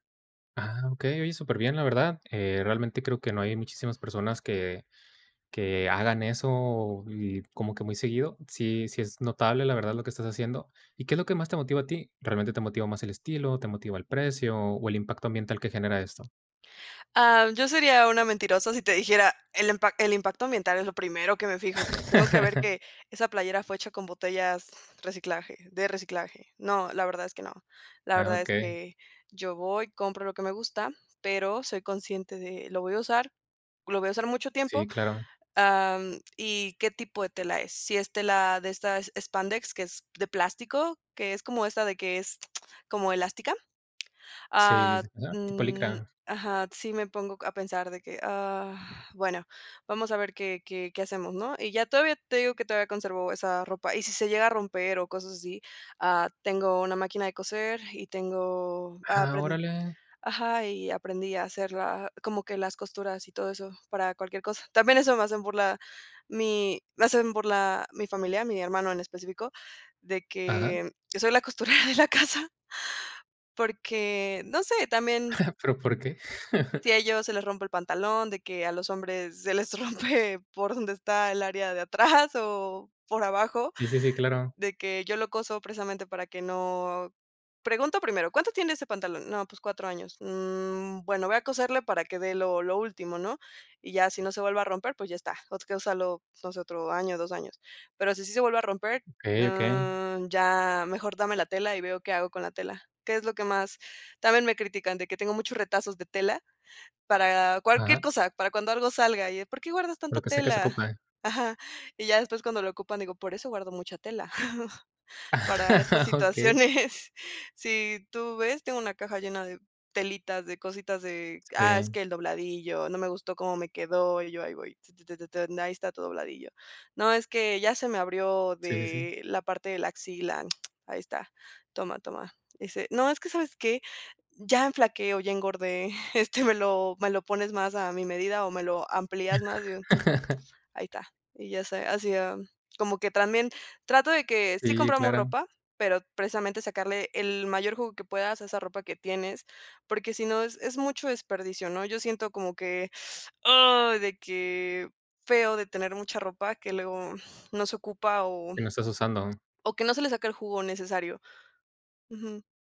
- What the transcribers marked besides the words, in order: chuckle; chuckle; laughing while speaking: "se les rompe"; chuckle; chuckle; lip smack; chuckle; lip smack
- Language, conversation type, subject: Spanish, podcast, ¿Qué papel cumple la sostenibilidad en la forma en que eliges tu ropa?
- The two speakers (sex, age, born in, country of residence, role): female, 20-24, Mexico, Mexico, guest; male, 25-29, Mexico, Mexico, host